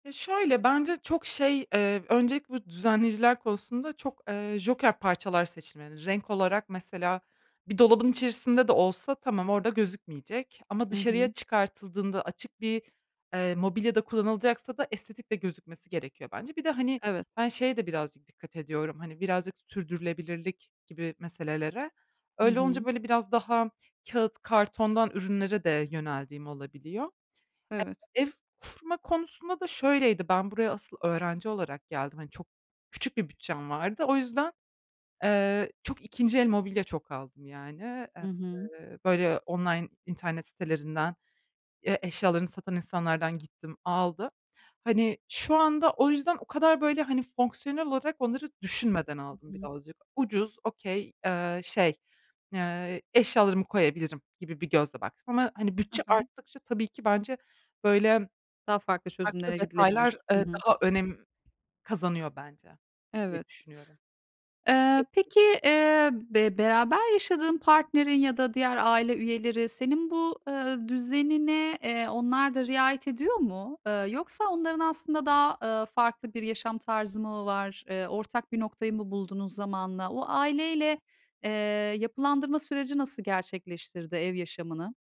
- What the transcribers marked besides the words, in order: other background noise; in English: "okay"; tapping; other noise
- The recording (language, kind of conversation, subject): Turkish, podcast, Küçük bir evde alanı en iyi şekilde nasıl değerlendirebilirsiniz?